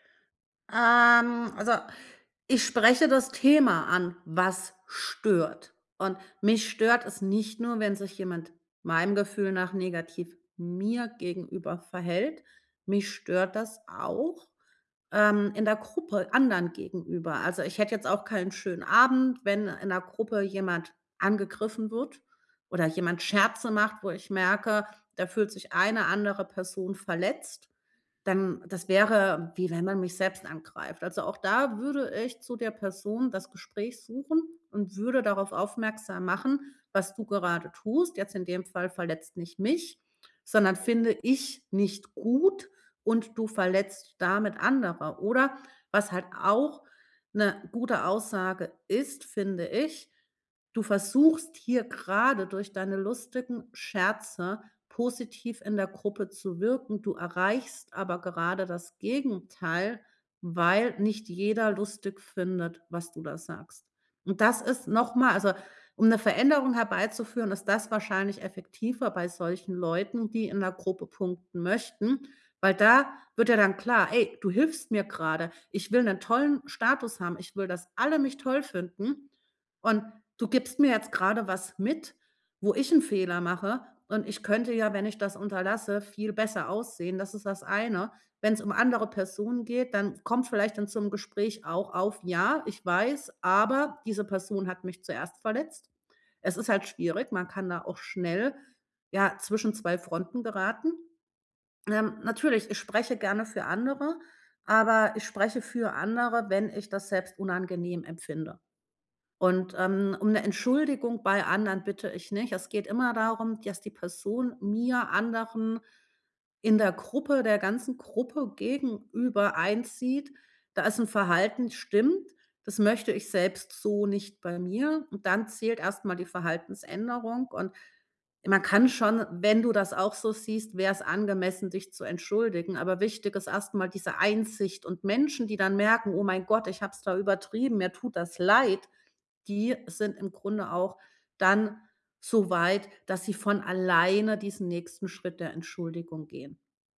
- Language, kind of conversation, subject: German, podcast, Wie entschuldigt man sich so, dass es echt rüberkommt?
- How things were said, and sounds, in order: drawn out: "Ähm"; other background noise